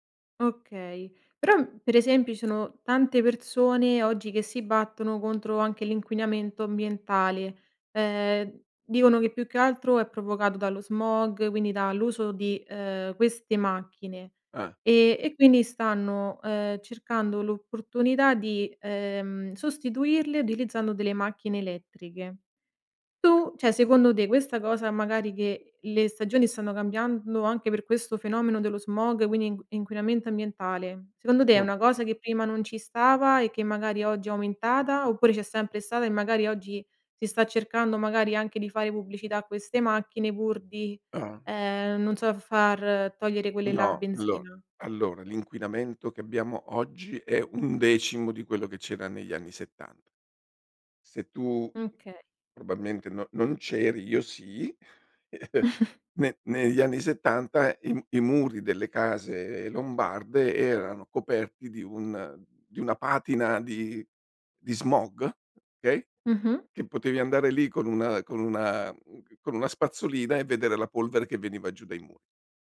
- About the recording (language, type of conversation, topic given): Italian, podcast, In che modo i cambiamenti climatici stanno modificando l’andamento delle stagioni?
- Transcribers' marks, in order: tapping; other background noise; "cioè" said as "ceh"; "okay" said as "kay"; "probabilmente" said as "probalmente"; chuckle; snort